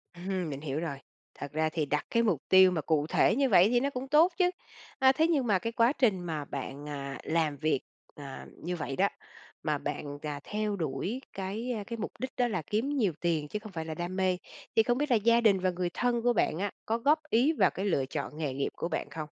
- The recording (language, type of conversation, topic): Vietnamese, podcast, Bạn cân bằng giữa đam mê và tiền bạc thế nào?
- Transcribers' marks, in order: tapping; other background noise